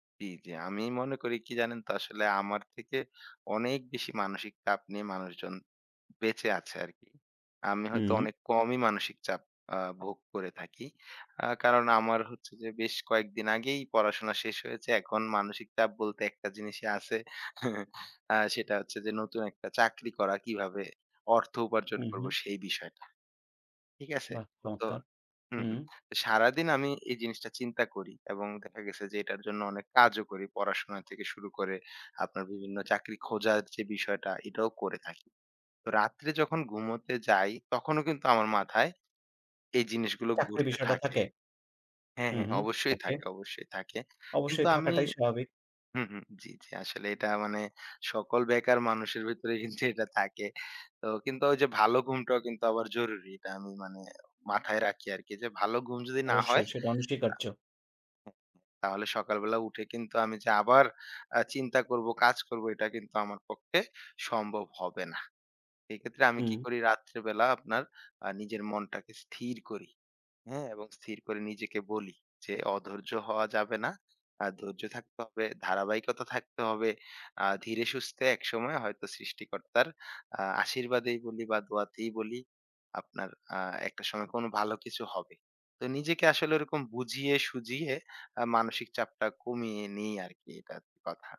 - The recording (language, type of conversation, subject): Bengali, podcast, ভালো ঘুমের জন্য আপনার সহজ টিপসগুলো কী?
- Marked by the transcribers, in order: tapping; scoff; other background noise